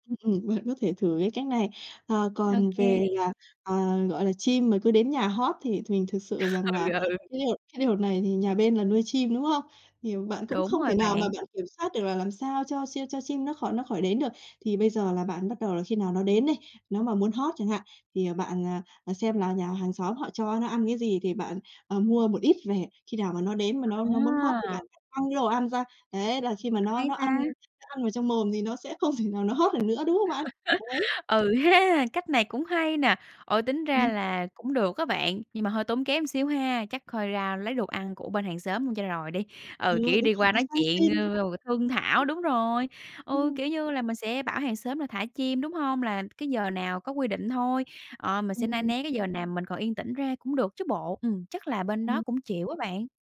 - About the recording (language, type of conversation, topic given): Vietnamese, advice, Làm sao để tạo không gian yên tĩnh để làm việc sâu tại nhà?
- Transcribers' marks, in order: other background noise; tapping; laughing while speaking: "Ừ, ừ"; laughing while speaking: "không"; laugh